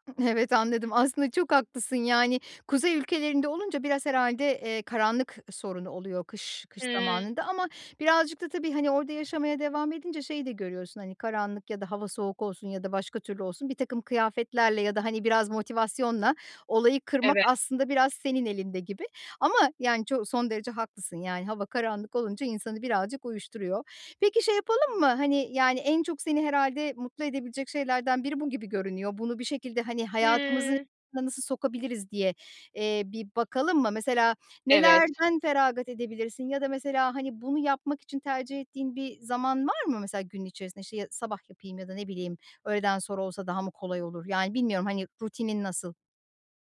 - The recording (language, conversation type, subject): Turkish, advice, İş ve sorumluluklar arasında zaman bulamadığım için hobilerimi ihmal ediyorum; hobilerime düzenli olarak nasıl zaman ayırabilirim?
- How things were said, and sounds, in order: other background noise; unintelligible speech